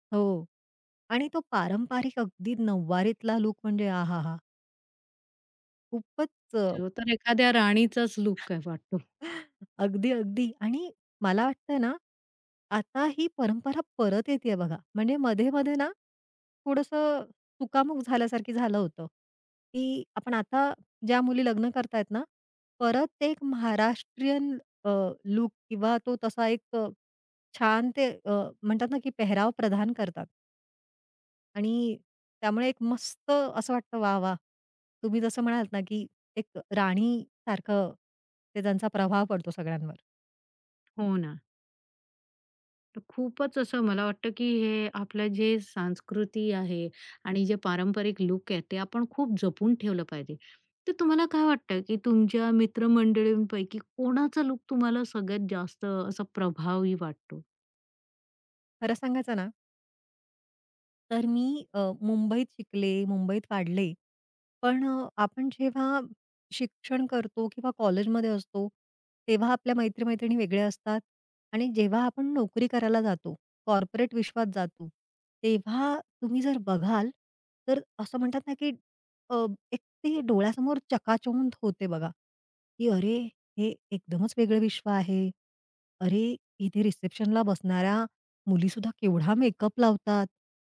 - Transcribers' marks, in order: other background noise; chuckle; other noise; laughing while speaking: "वाटतो"; tapping; in English: "कॉर्पोरेट"
- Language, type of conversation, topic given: Marathi, podcast, मित्रमंडळींपैकी कोणाचा पेहरावाचा ढंग तुला सर्वात जास्त प्रेरित करतो?